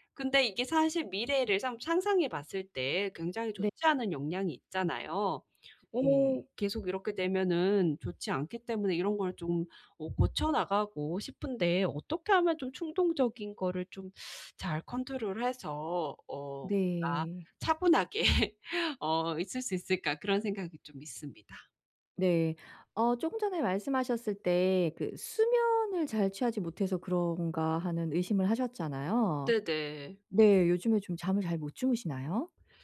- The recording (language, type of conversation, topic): Korean, advice, 미래의 결과를 상상해 충동적인 선택을 줄이려면 어떻게 해야 하나요?
- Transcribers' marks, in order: teeth sucking; laughing while speaking: "차분하게"